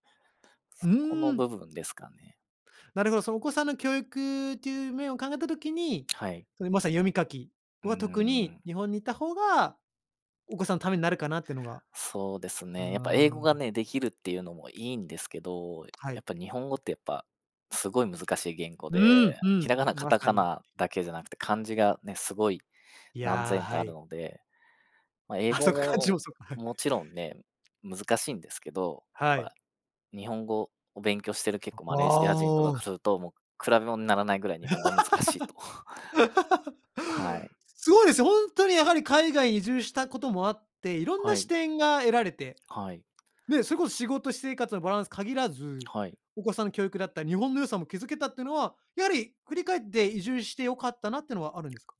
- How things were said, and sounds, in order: other background noise; laughing while speaking: "あ、そっか、漢字もそっか"; laugh
- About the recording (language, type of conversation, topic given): Japanese, podcast, 仕事と私生活のバランスは、どのように保っていますか？